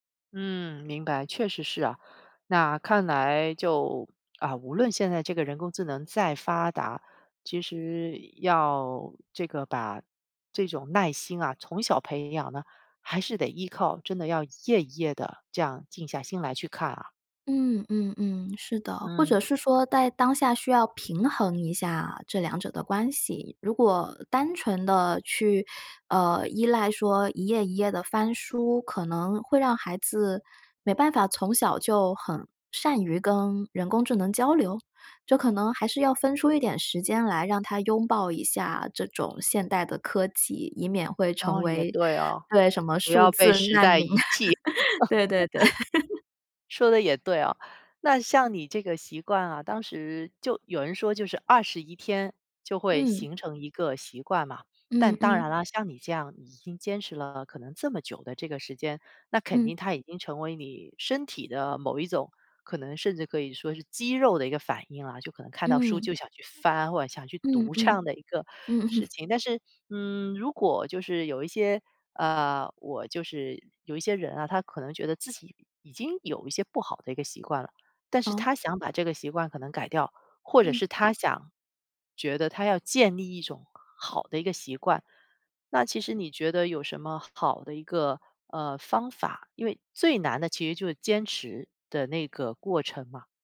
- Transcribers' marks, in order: other background noise; laugh; chuckle
- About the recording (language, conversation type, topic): Chinese, podcast, 有哪些小习惯能带来长期回报？